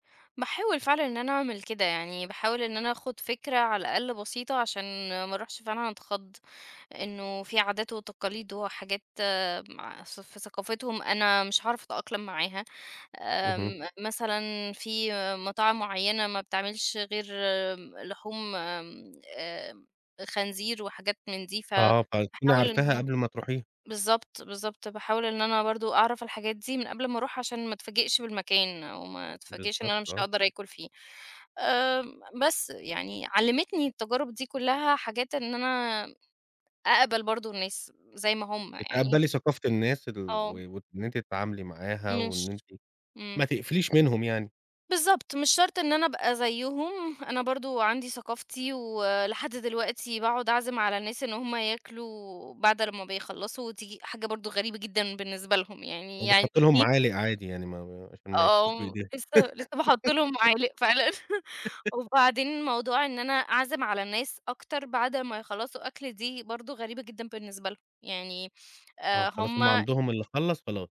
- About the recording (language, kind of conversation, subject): Arabic, podcast, إيه كانت أول تجربة ليك مع ثقافة جديدة؟
- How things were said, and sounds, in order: tapping; other background noise; chuckle; giggle